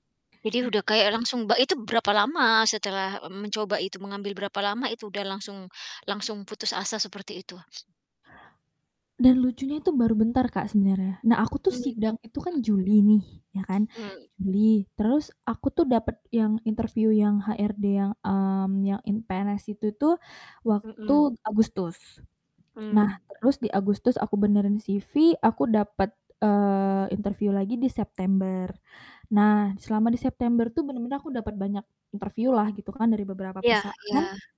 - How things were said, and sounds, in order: in English: "CV"
- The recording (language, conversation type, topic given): Indonesian, podcast, Pernahkah kamu mengalami kegagalan yang justru menjadi pelajaran penting?